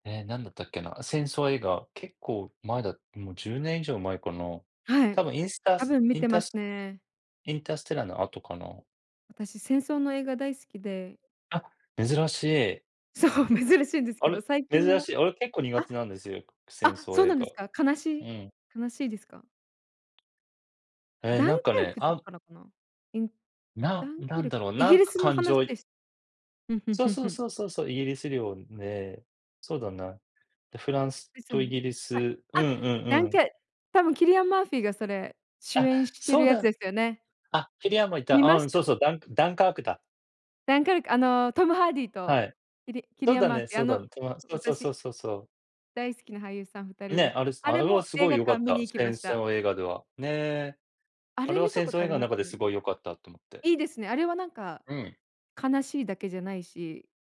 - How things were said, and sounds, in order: tapping; unintelligible speech
- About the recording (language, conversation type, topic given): Japanese, unstructured, 最近観た映画の中で、特に印象に残っている作品は何ですか？